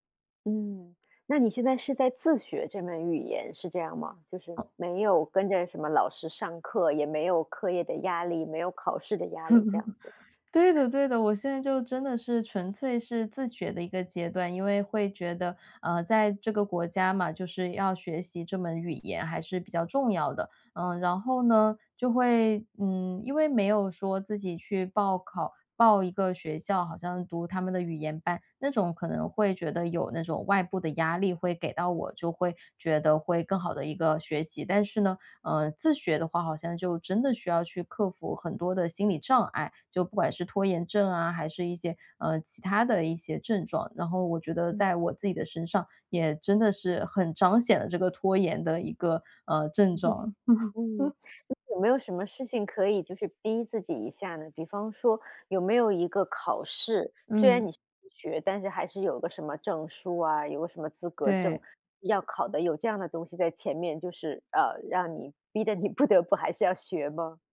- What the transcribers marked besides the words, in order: other background noise; laugh; laugh
- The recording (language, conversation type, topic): Chinese, podcast, 你如何应对学习中的拖延症？